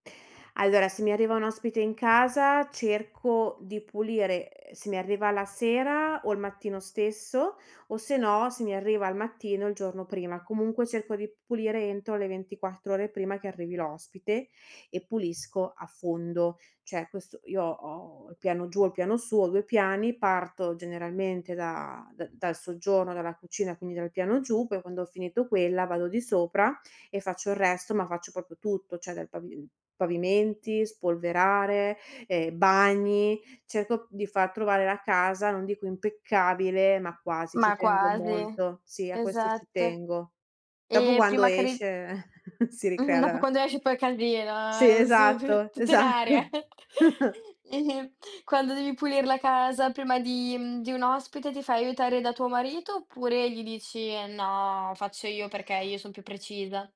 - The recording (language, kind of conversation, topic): Italian, podcast, Come vi organizzate per dividere le faccende domestiche in una convivenza?
- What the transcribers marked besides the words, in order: chuckle; laughing while speaking: "esatto"; giggle